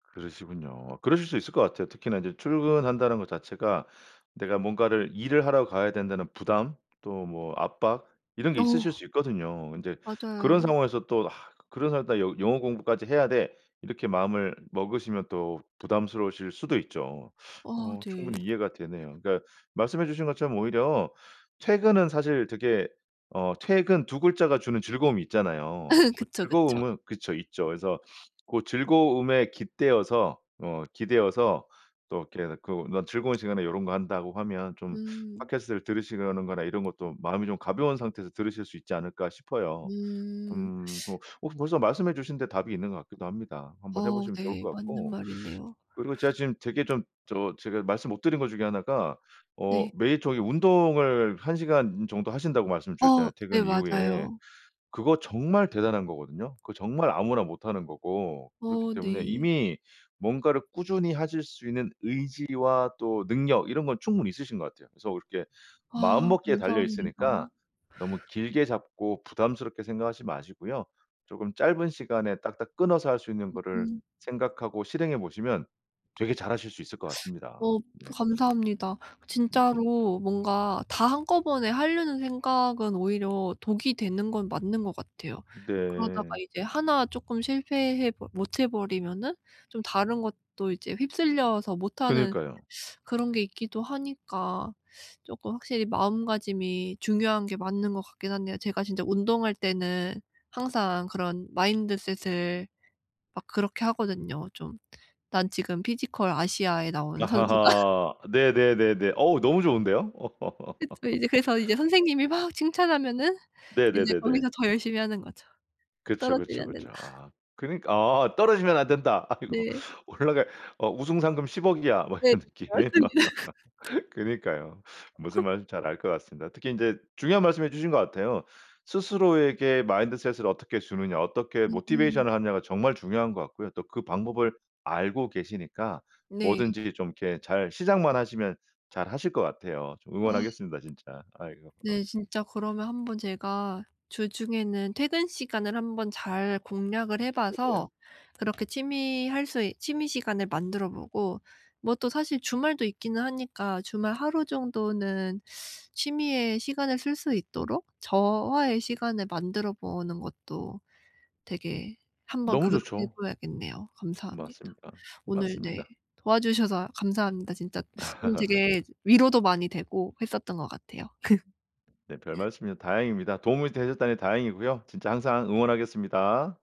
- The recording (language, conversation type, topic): Korean, advice, 바쁜 일정 속에서도 취미 시간을 어떻게 확보할 수 있을까요?
- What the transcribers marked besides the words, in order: other background noise; tapping; sigh; laugh; teeth sucking; teeth sucking; laughing while speaking: "선수다.'"; laughing while speaking: "아하하"; laugh; laughing while speaking: "된다.'"; laughing while speaking: "아이고. 올라갈"; laughing while speaking: "뭐 이런 느낌"; laughing while speaking: "맞습니다"; laugh; laugh; laugh; laugh